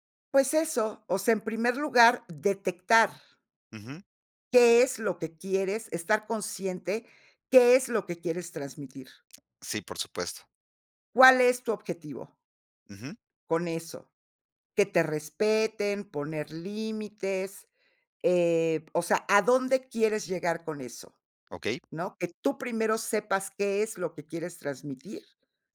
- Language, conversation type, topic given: Spanish, podcast, ¿Qué consejos darías para mejorar la comunicación familiar?
- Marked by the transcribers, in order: none